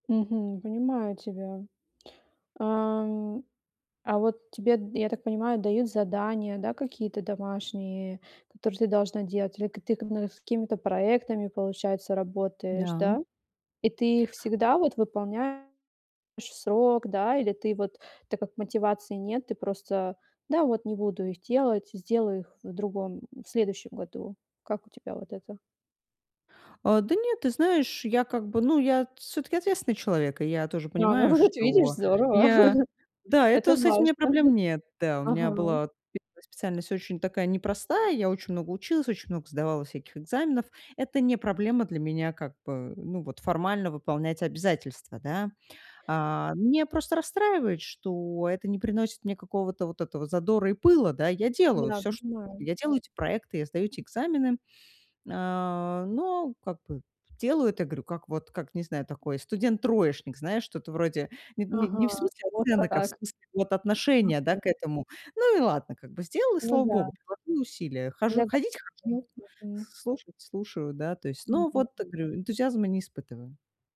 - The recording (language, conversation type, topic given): Russian, advice, Как мне снова найти мотивацию, если прогресс остановился?
- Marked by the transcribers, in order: laughing while speaking: "А, ну вот видишь, здорово"; chuckle; other background noise; "говорю" said as "грю"; unintelligible speech; "говорю" said as "грю"